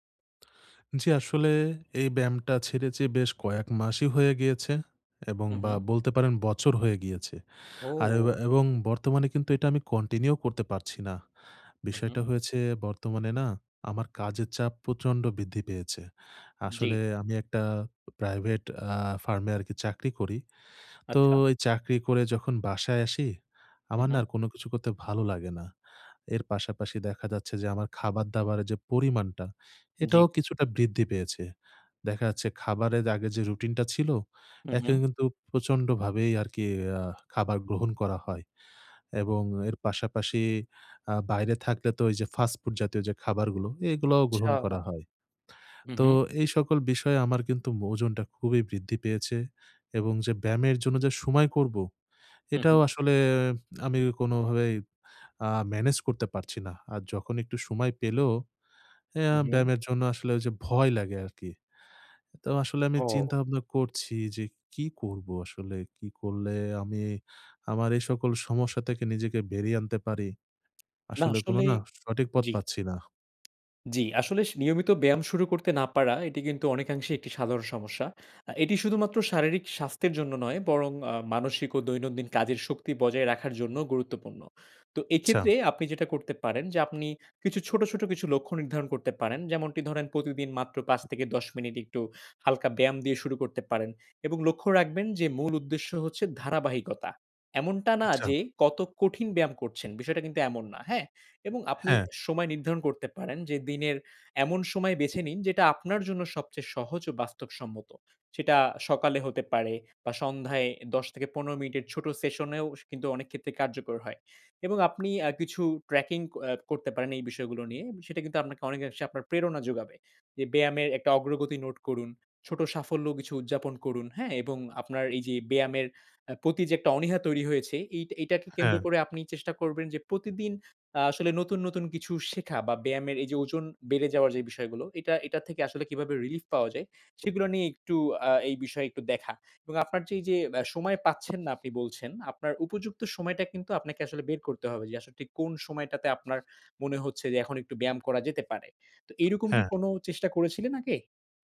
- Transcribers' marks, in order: tapping; other background noise; "ওজনটা" said as "মোজনটা"; horn
- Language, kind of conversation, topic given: Bengali, advice, ব্যায়ামে নিয়মিত থাকার সহজ কৌশল